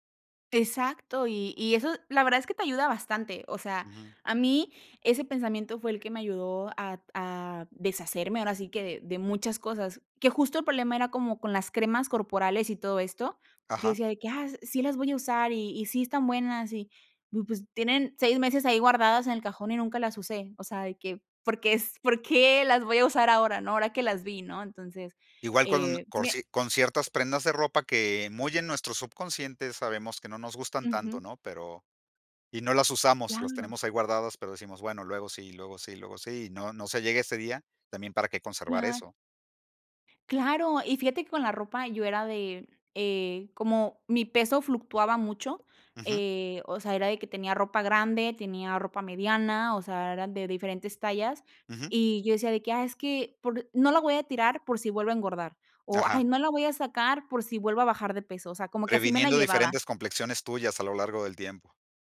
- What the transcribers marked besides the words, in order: laughing while speaking: "¿por qué es, por qué las voy a usar ahora, no?"; tapping
- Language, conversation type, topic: Spanish, podcast, ¿Cómo haces para no acumular objetos innecesarios?